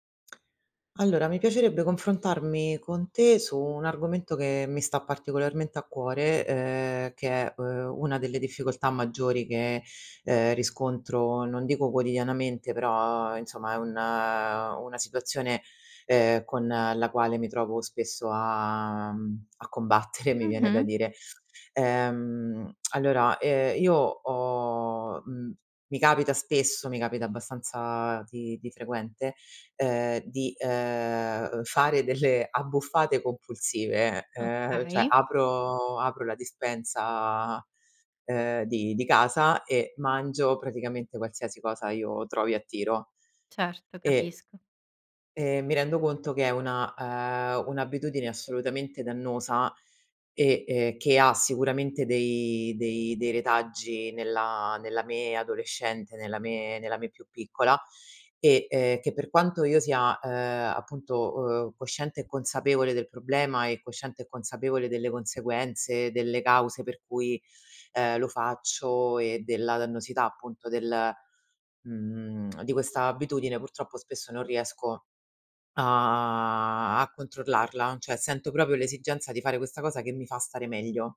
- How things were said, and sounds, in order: laughing while speaking: "delle"; "cioè" said as "ceh"; "cioè" said as "ceh"
- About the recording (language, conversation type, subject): Italian, advice, Perché capitano spesso ricadute in abitudini alimentari dannose dopo periodi in cui riesci a mantenere il controllo?